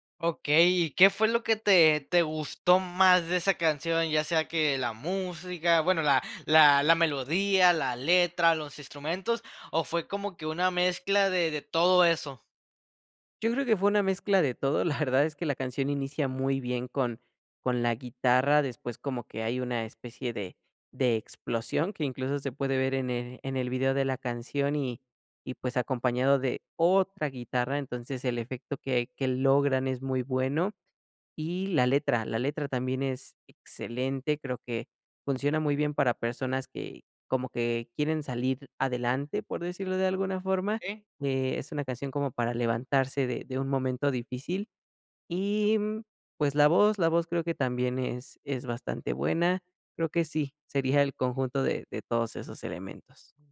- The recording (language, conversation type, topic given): Spanish, podcast, ¿Qué canción sientes que te definió durante tu adolescencia?
- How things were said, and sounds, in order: laughing while speaking: "la"